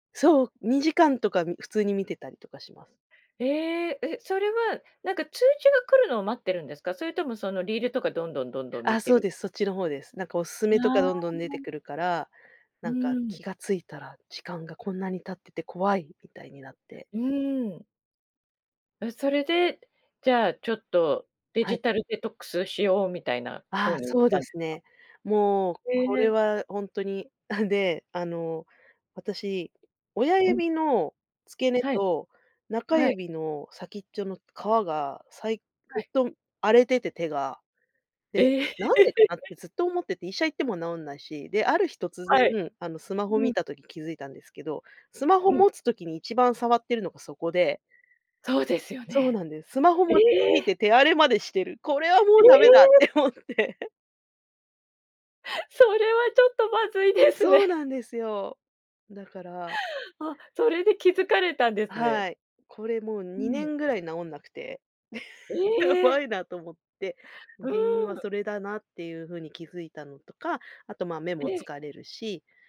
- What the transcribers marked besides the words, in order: chuckle; other background noise; laugh; surprised: "ええ！"; laughing while speaking: "って思って"; laugh; laughing while speaking: "まずいですね"; chuckle
- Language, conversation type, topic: Japanese, podcast, SNSとどう付き合っていますか？